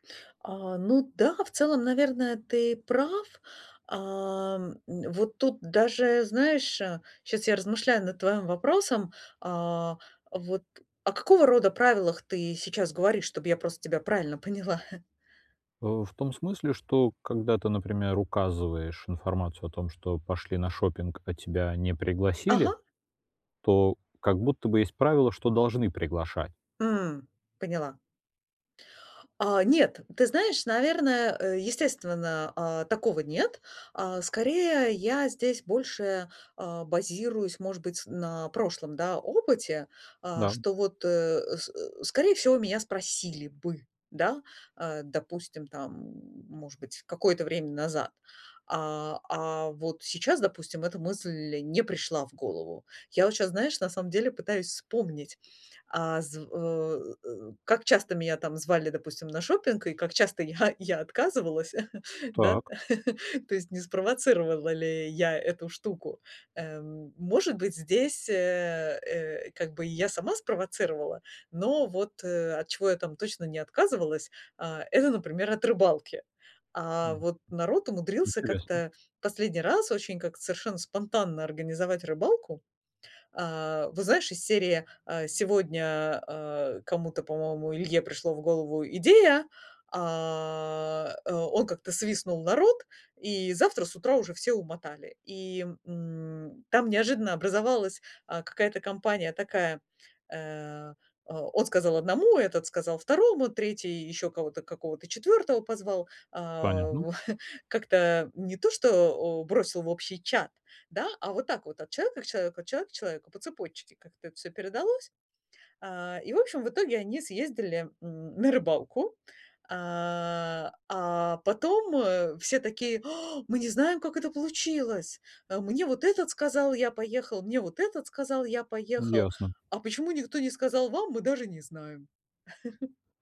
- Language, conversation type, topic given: Russian, advice, Как справиться с тем, что друзья в последнее время отдалились?
- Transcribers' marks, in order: chuckle; tapping; chuckle; unintelligible speech; drawn out: "а"; chuckle; drawn out: "а"; gasp; chuckle